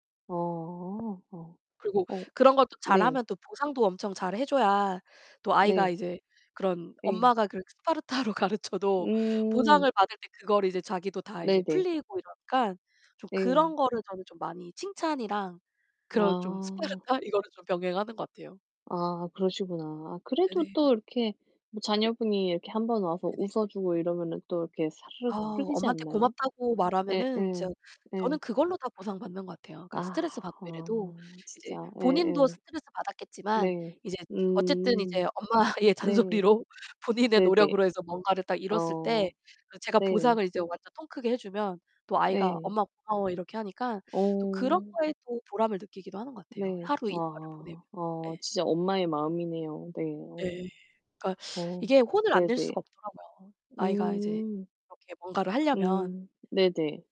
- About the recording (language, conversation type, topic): Korean, unstructured, 요즘 하루 일과를 어떻게 잘 보내고 계세요?
- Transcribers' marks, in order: other background noise; distorted speech; laughing while speaking: "스파르타로 가르쳐도"; tapping; laughing while speaking: "엄마의 잔소리로"